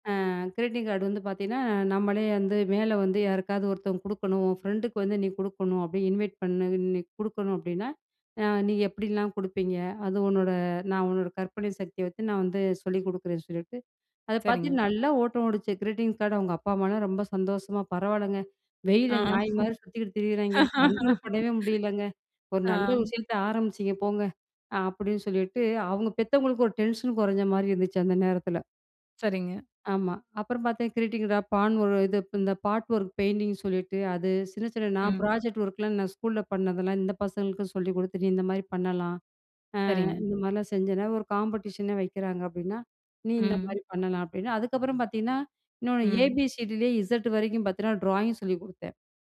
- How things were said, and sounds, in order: in English: "கிரீட்டிங் கார்டு"; in English: "இன்வைட்"; chuckle; laugh; in English: "கண்ட்ரோல்"; in English: "பார்ட் ஒர்க் பெயிண்டிங்னு"; in English: "ப்ராஜெக்ட் ஒர்க்லாம்"; in English: "காம்படிஷன்"; in English: "ட்ராயிங்"
- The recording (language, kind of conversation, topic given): Tamil, podcast, நீங்கள் தனியாகக் கற்றதை எப்படித் தொழிலாக மாற்றினீர்கள்?